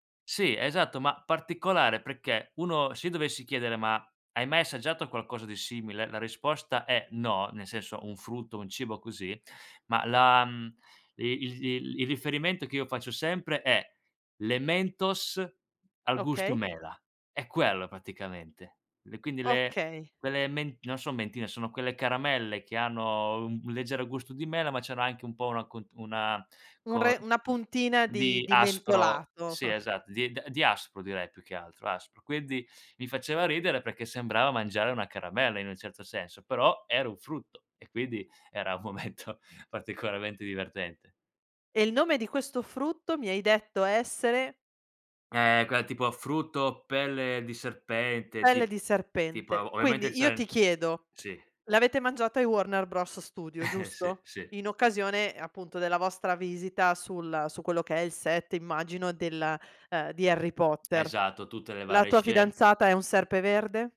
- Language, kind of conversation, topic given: Italian, podcast, Qual è stato il cibo più curioso che hai provato durante un viaggio?
- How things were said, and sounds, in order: laughing while speaking: "momento"; other background noise; unintelligible speech; chuckle; tapping